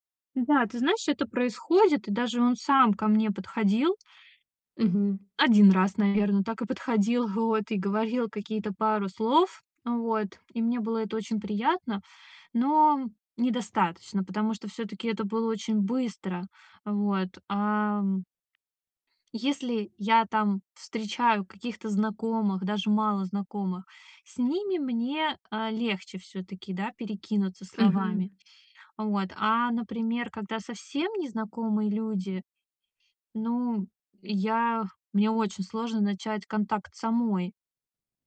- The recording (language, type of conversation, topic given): Russian, advice, Почему я чувствую себя одиноко на вечеринках и праздниках?
- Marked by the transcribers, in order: drawn out: "Ам"; other background noise